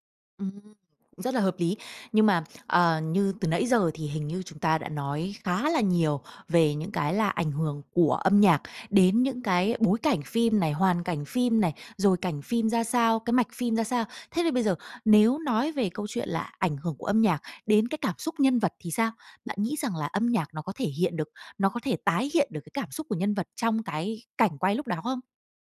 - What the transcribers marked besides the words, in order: tapping
- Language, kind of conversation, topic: Vietnamese, podcast, Âm nhạc thay đổi cảm xúc của một bộ phim như thế nào, theo bạn?
- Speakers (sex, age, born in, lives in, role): female, 30-34, Vietnam, Vietnam, host; male, 30-34, Vietnam, Vietnam, guest